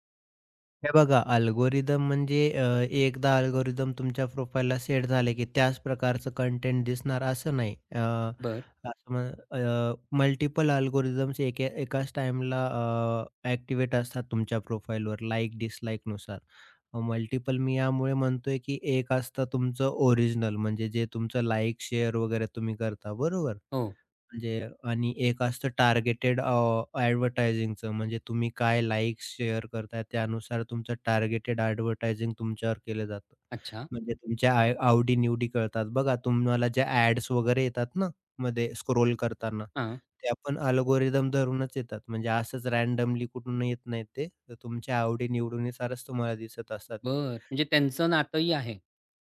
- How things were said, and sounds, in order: in English: "अल्गोरिथम"; in English: "अल्गोरिथम"; in English: "प्रोफाइलला"; in English: "अल्गोरिथम्स"; in English: "प्रोफाइलवर लाइक डिसलाइकनुसार. मल्टिपल"; in English: "लाइक, शेअर"; in English: "टार्गेटेड ॲडव्हर्टायझिंगच"; in English: "लाइक्स, शेअर"; in English: "टार्गेटेड ॲडव्हर्टायझिंग"; in English: "ॲड्स"; in English: "स्क्रोल"; in English: "अल्गोरिथम"; in English: "रँडमली"; other noise
- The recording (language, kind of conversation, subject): Marathi, podcast, सामग्रीवर शिफारस-यंत्रणेचा प्रभाव तुम्हाला कसा जाणवतो?